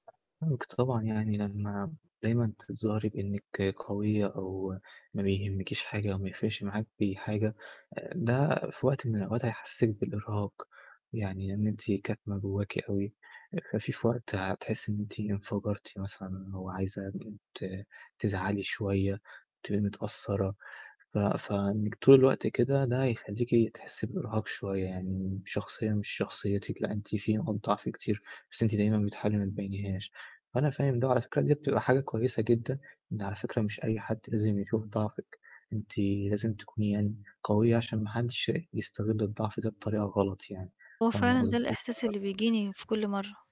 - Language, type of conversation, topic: Arabic, advice, إزاي أتعامل مع إني بتظاهر بالقوة وأنا من جوايا حاسس بضعف وخايف أبين ضعفي؟
- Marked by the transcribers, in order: static; tapping; other background noise